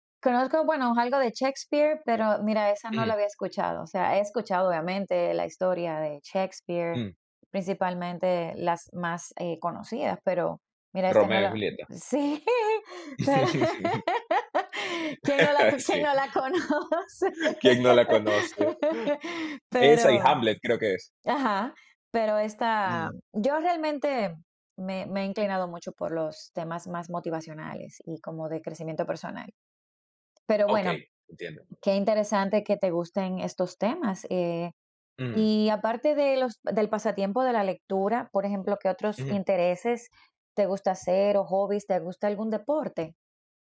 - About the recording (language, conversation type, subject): Spanish, podcast, ¿Qué pasatiempo te absorbe y por qué?
- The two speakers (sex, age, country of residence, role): female, 45-49, United States, host; male, 25-29, United States, guest
- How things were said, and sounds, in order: laugh; laughing while speaking: "Sí. ¿Quién no la conoce?"; chuckle; laughing while speaking: "pero"; laughing while speaking: "conoce"; laugh; tapping